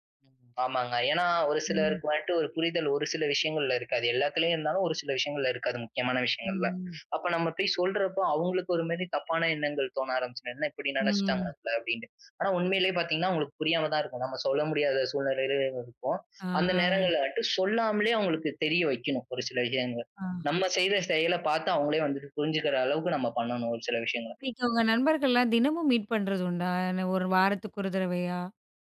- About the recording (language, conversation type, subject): Tamil, podcast, புதிய நண்பர்களுடன் நெருக்கத்தை நீங்கள் எப்படிப் உருவாக்குகிறீர்கள்?
- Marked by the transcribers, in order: other noise; "ஆரம்ச்சிடும்" said as "ஆரம்பிச்சுடும்"; drawn out: "ஆ"; in another language: "மீட்"